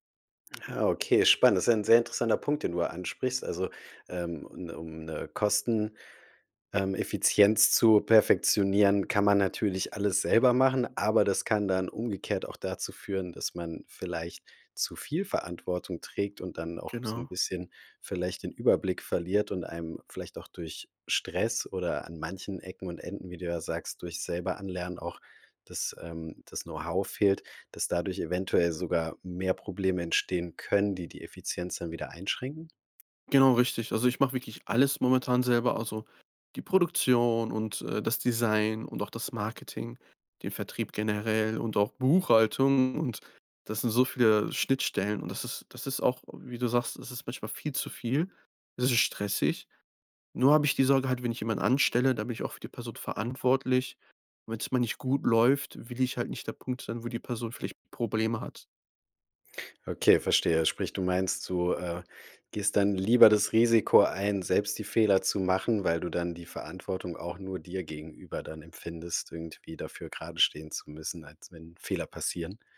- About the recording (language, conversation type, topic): German, podcast, Wie testest du Ideen schnell und günstig?
- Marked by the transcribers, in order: put-on voice: "Buchhaltung"